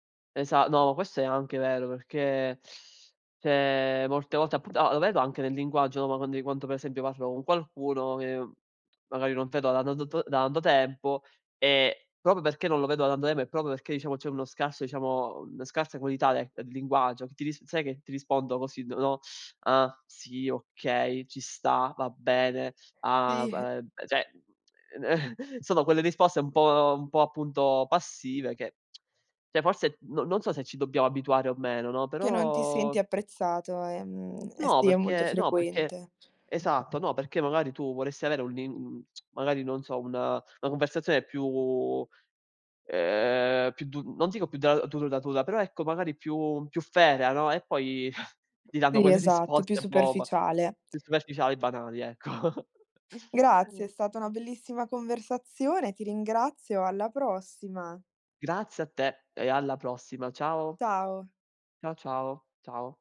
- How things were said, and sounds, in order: teeth sucking; "cioè" said as "ceh"; tapping; "vedo" said as "tedo"; unintelligible speech; "diciamo" said as "iciamo"; "diciamo" said as "iciamo"; teeth sucking; put-on voice: "Ah, sì, okay, ci sta, va bene, ah b eh"; other background noise; "cioè" said as "ceh"; tongue click; scoff; tongue click; "cioè" said as "ceh"; drawn out: "però"; background speech; tongue click; drawn out: "più"; "duratura" said as "duradatura"; scoff; laughing while speaking: "quelle"; lip smack; chuckle
- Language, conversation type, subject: Italian, unstructured, Come pensi che la tecnologia abbia cambiato la comunicazione nel tempo?